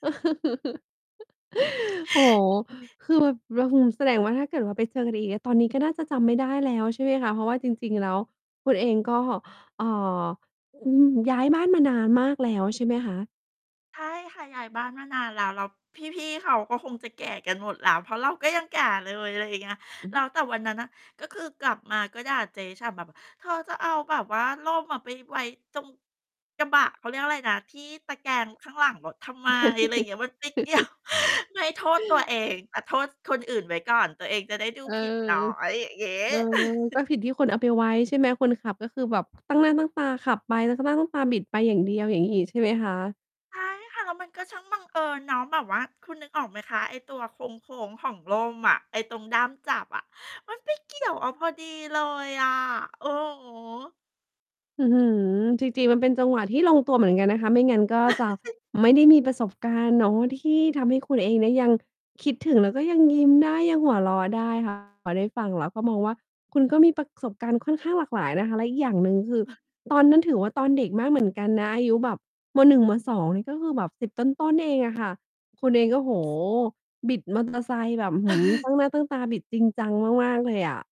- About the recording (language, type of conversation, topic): Thai, podcast, มีประสบการณ์อะไรที่พอนึกถึงแล้วยังยิ้มได้เสมอไหม?
- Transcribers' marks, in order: chuckle; tapping; distorted speech; chuckle; other background noise; laughing while speaking: "เกี่ยว"; chuckle; static; chuckle; chuckle; mechanical hum; laugh